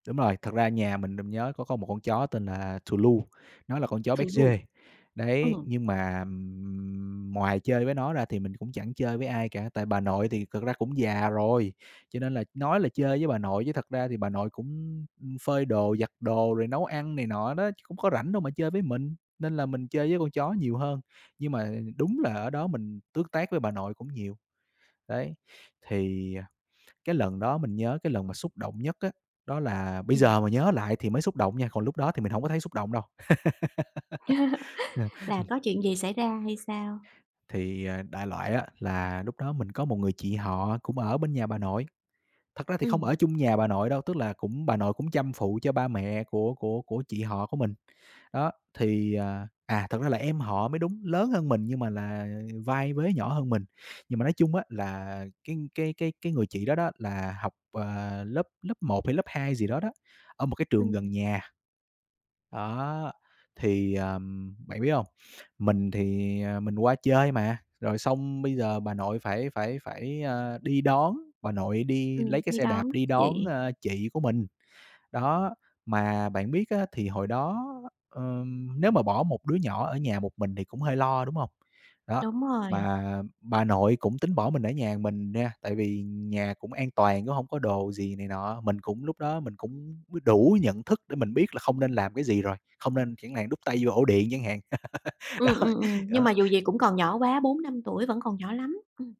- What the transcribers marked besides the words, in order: laugh; tapping; laugh; laughing while speaking: "Đó"
- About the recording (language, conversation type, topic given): Vietnamese, podcast, Ông bà đã đóng vai trò như thế nào trong tuổi thơ của bạn?